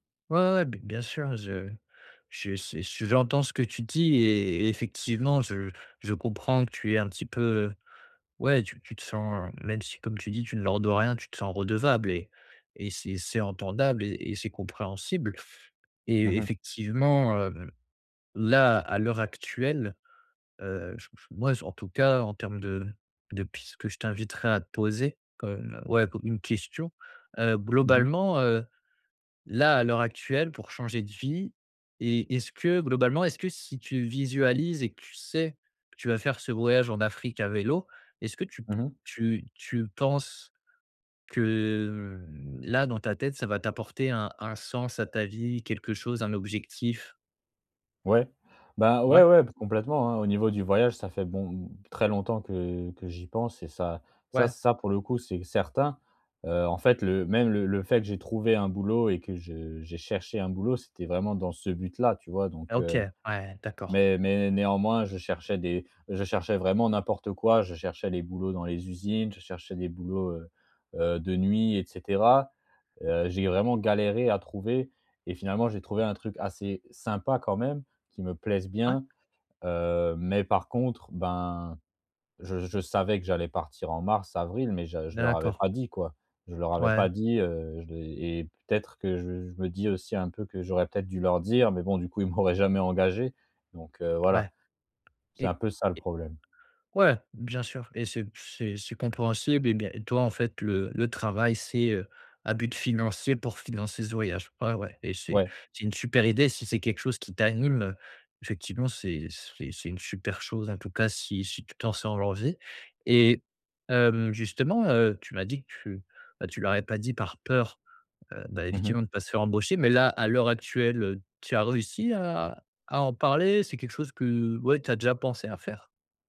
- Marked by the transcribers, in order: drawn out: "que"; other background noise; laughing while speaking: "m'auraient"
- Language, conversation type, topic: French, advice, Comment savoir si c’est le bon moment pour changer de vie ?